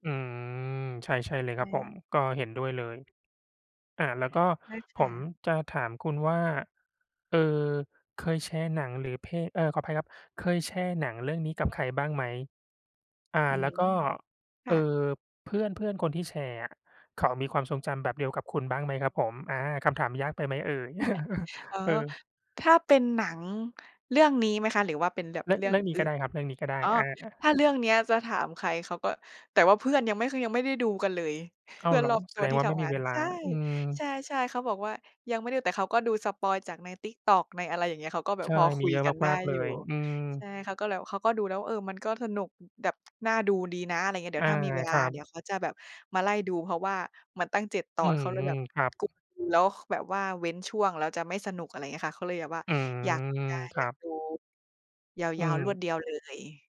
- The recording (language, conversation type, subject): Thai, unstructured, หนังหรือเพลงเรื่องไหนที่ทำให้คุณนึกถึงความทรงจำดีๆ?
- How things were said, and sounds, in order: unintelligible speech; tapping; wind; chuckle; tsk; other background noise